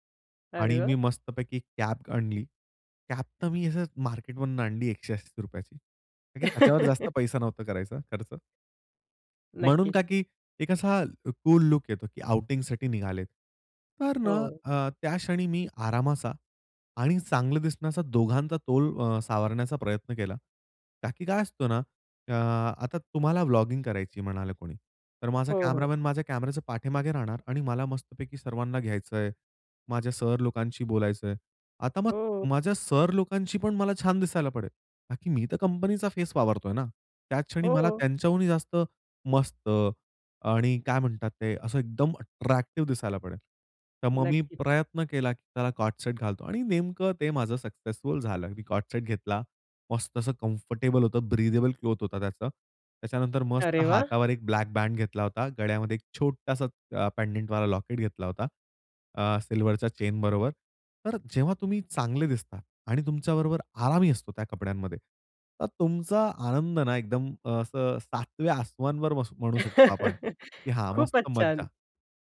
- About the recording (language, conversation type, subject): Marathi, podcast, आराम अधिक महत्त्वाचा की चांगलं दिसणं अधिक महत्त्वाचं, असं तुम्हाला काय वाटतं?
- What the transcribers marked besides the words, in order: laugh; in English: "व्लॉगिंग"; in English: "कॅमेरामन"; in English: "अट्रॅक्टिव्ह"; unintelligible speech; other background noise; in English: "को-ऑर्ड सेट"; in English: "को-ऑर्ड सेट"; in English: "कम्फर्टेबल"; in English: "ब्रीदेबल क्लॉथ"; in English: "बँड"; in English: "पेंडंटवाला लॉकेट"; in English: "सिल्व्हरच्या चेनबरोबर"; laugh